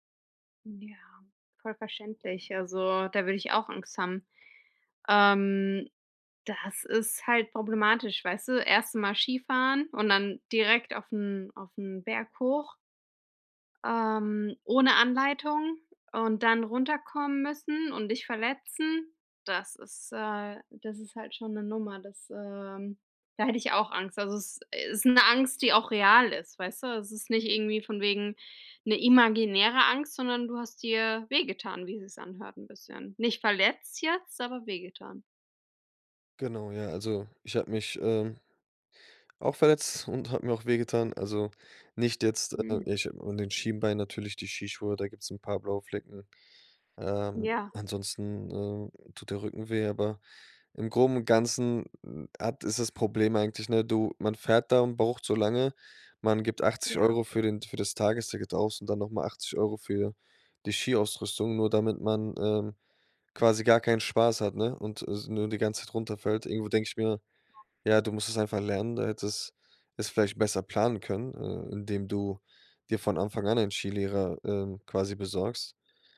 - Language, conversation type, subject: German, advice, Wie kann ich meine Reiseängste vor neuen Orten überwinden?
- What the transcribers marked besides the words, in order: stressed: "verletzt"; other background noise